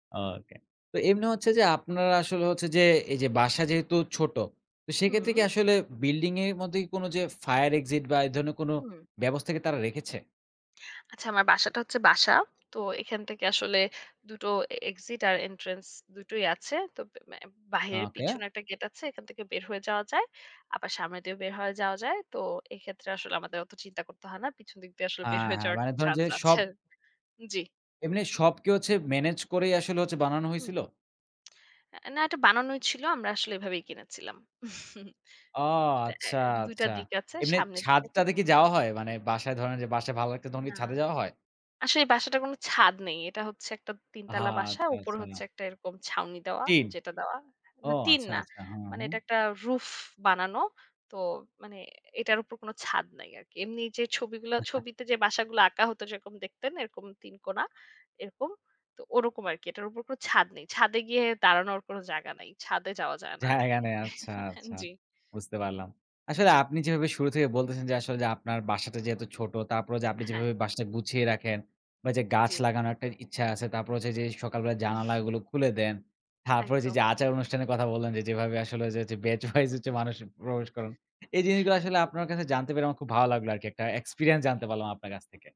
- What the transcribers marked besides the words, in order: laughing while speaking: "দিক দিয়ে আসলে বের হয়ে যাওয়ার একটা চান্স আছে"; chuckle; chuckle; chuckle; chuckle; laughing while speaking: "বেচ ওয়াইজ"
- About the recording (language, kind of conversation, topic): Bengali, podcast, আপনি কীভাবে ছোট বাড়িকে আরও আরামদায়ক করে তোলেন?